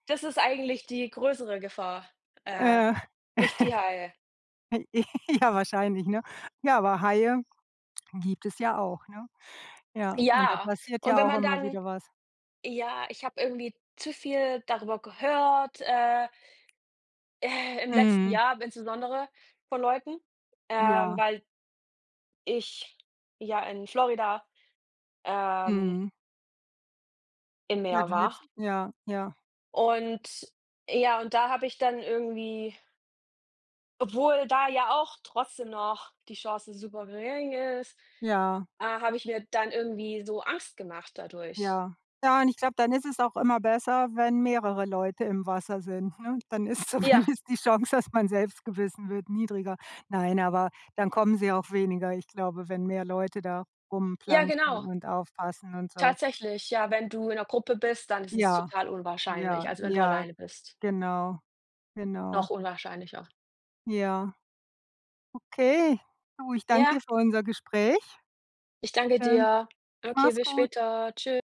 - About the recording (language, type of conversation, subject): German, unstructured, Welche Sportarten machst du am liebsten und warum?
- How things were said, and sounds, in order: chuckle; giggle; laughing while speaking: "zumindest die Chance"